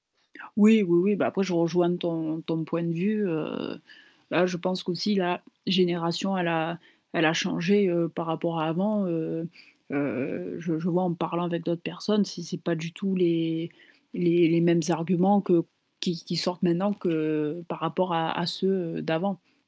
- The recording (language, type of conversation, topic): French, podcast, Préférez-vous épargner pour demain ou dépenser pour aujourd’hui ?
- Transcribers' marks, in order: static